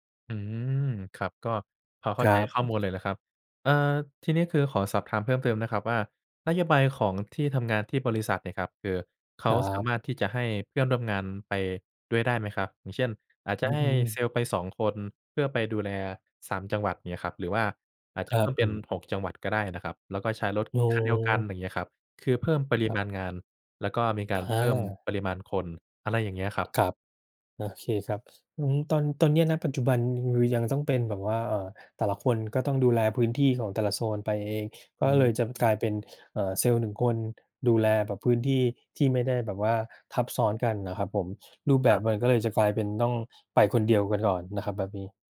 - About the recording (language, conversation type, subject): Thai, advice, คุณปรับตัวอย่างไรหลังย้ายบ้านหรือย้ายไปอยู่เมืองไกลจากบ้าน?
- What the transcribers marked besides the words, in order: other background noise; tapping